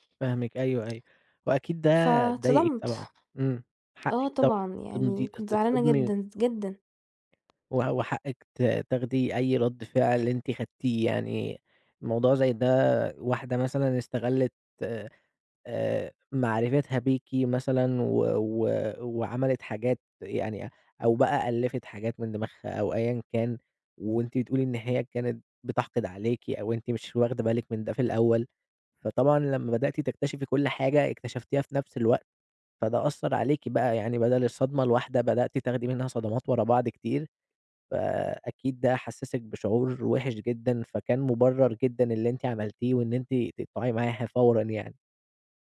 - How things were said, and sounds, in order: tapping
- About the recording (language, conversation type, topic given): Arabic, advice, ليه بقبل أدخل في علاقات مُتعبة تاني وتالت؟